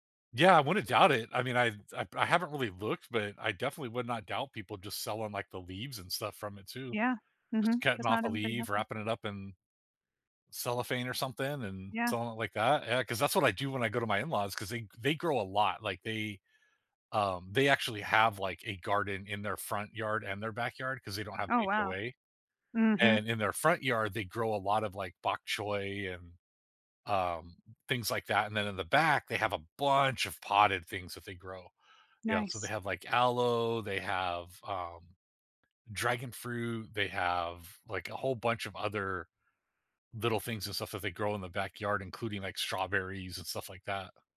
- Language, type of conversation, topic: English, unstructured, How do urban farms help make cities more sustainable and resilient?
- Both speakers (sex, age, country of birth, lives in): female, 50-54, United States, United States; male, 45-49, United States, United States
- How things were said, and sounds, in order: none